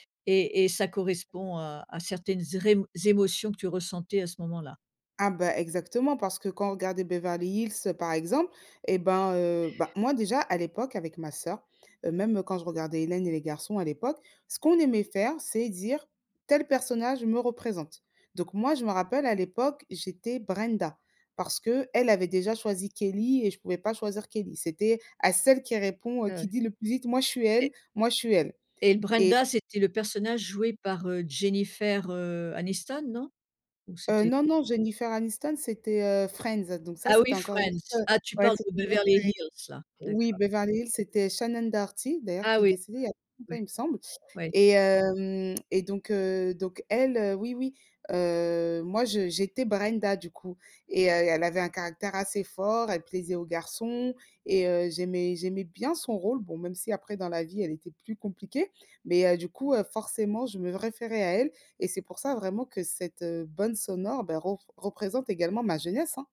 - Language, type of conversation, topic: French, podcast, Comment décrirais-tu la bande-son de ta jeunesse ?
- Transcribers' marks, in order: unintelligible speech; "bande" said as "bonne"